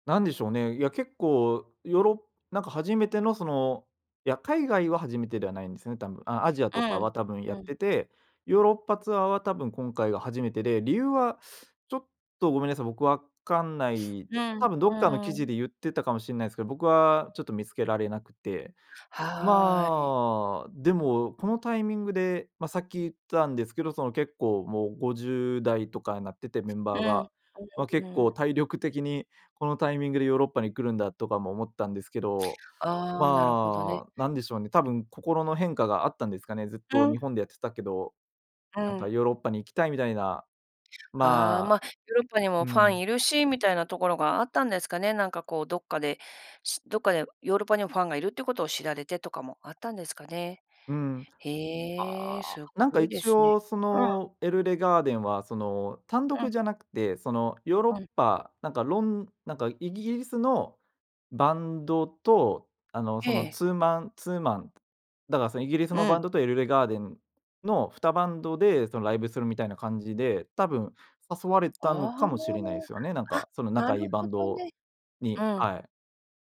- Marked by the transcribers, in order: other background noise; in English: "ツーマン ツーマン"; tapping
- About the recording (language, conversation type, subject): Japanese, podcast, 好きなアーティストとはどんなふうに出会いましたか？